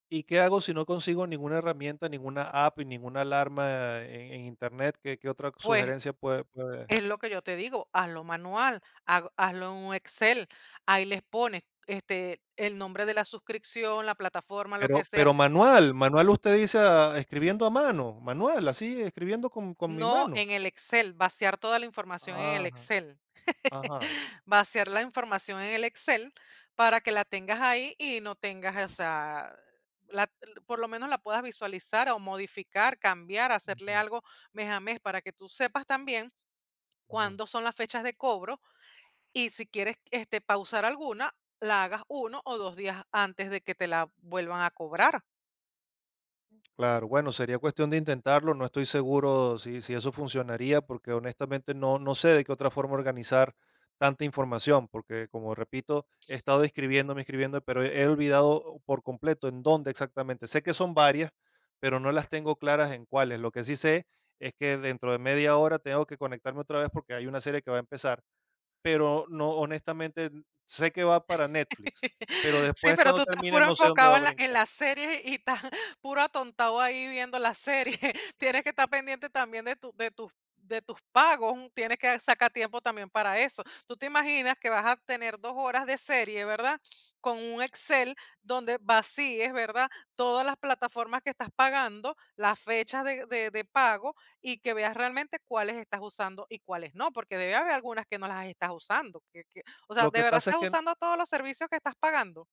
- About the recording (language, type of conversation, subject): Spanish, advice, ¿Qué suscripciones olvidadas te están cobrando mes a mes?
- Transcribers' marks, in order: chuckle; other background noise; chuckle; chuckle